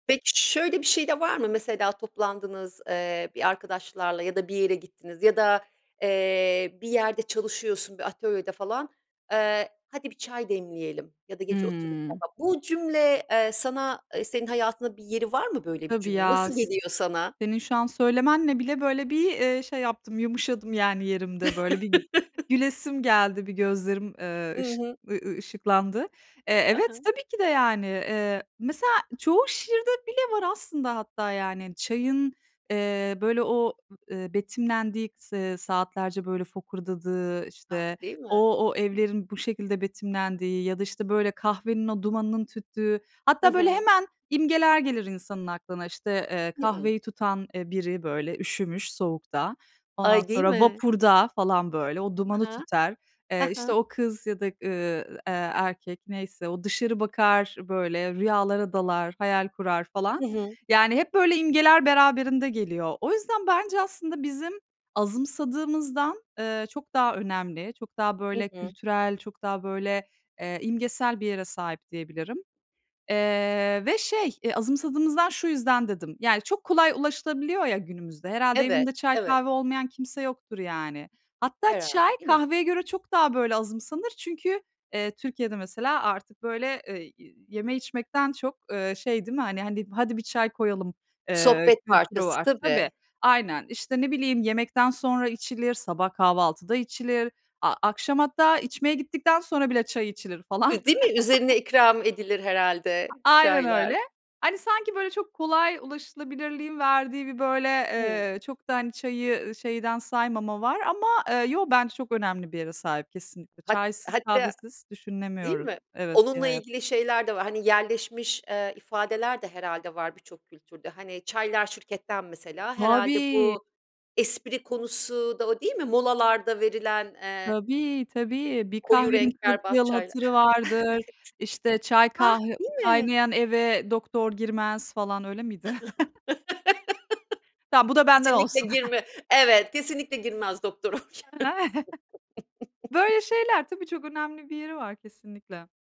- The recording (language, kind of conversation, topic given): Turkish, podcast, Mahallede kahvehane ve çay sohbetinin yeri nedir?
- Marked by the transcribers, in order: unintelligible speech; chuckle; other noise; chuckle; chuckle; chuckle; chuckle; other background noise; unintelligible speech; chuckle; chuckle